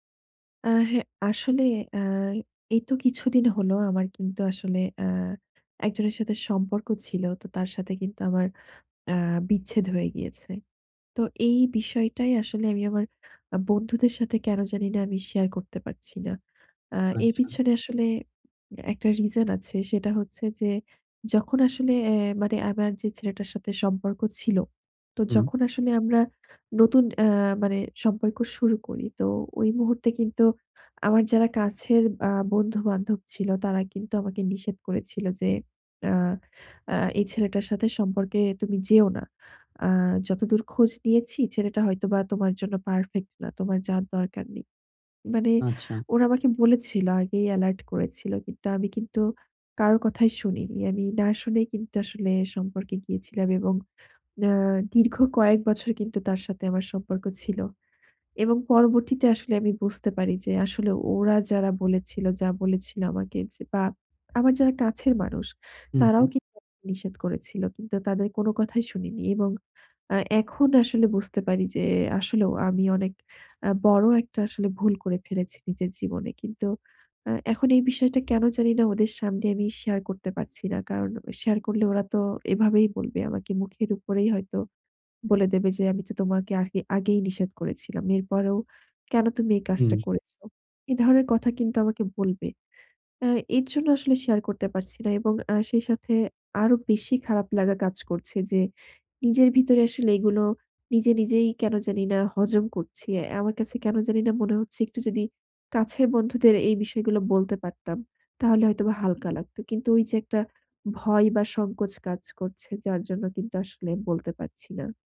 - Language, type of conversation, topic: Bengali, advice, বন্ধুদের কাছে বিচ্ছেদের কথা ব্যাখ্যা করতে লজ্জা লাগলে কীভাবে বলবেন?
- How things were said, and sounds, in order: horn